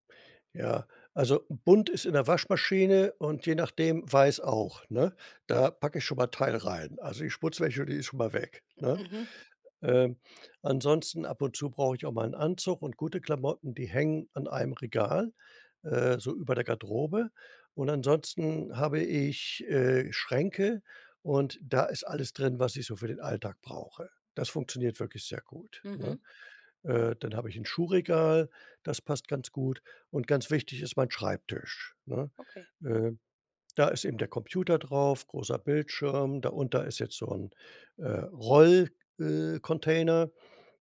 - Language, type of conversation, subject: German, podcast, Wie schaffst du Platz in einer kleinen Wohnung?
- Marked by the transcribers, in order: none